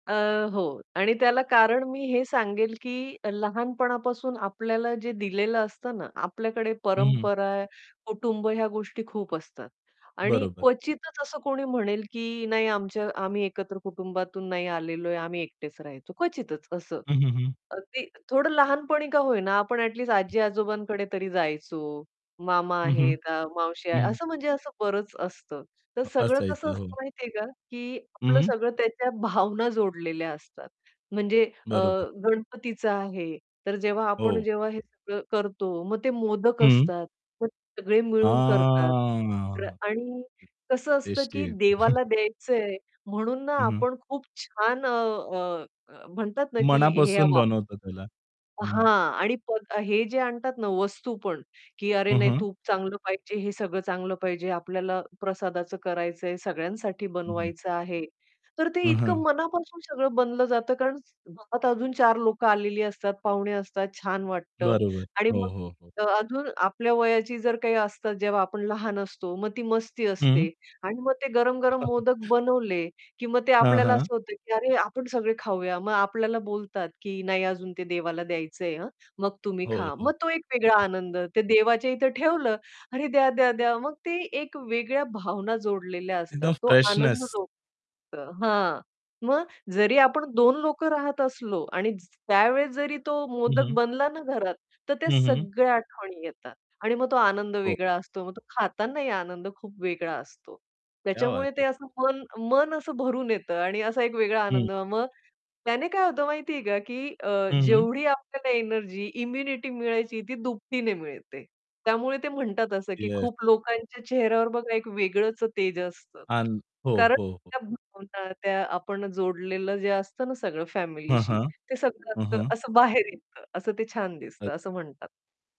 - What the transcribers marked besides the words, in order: distorted speech; other background noise; drawn out: "हां"; laughing while speaking: "एकदम"; chuckle; chuckle; in English: "फ्रेशनेस"; unintelligible speech; in Hindi: "क्या बात है"; static
- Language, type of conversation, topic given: Marathi, podcast, अन्न आणि मूड यांचं नातं तुमच्या दृष्टीने कसं आहे?